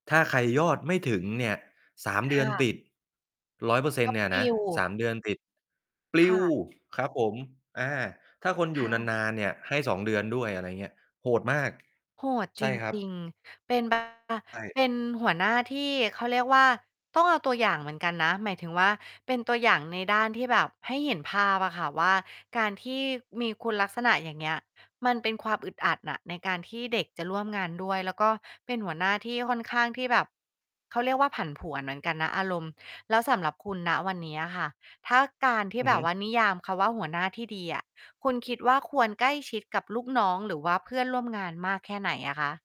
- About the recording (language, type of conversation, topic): Thai, podcast, หัวหน้าที่ดีควรมีลักษณะอะไรบ้าง?
- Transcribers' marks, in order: distorted speech; stressed: "ปลิว"